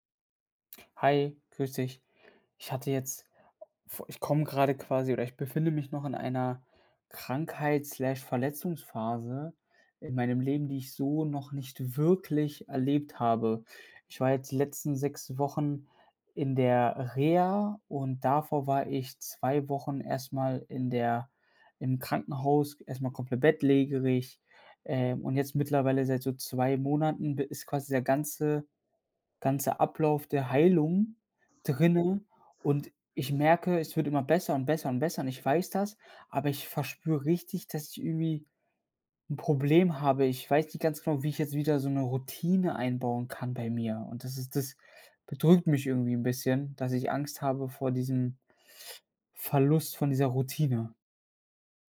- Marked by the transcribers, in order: other background noise
- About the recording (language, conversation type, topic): German, advice, Wie kann ich nach einer Krankheit oder Verletzung wieder eine Routine aufbauen?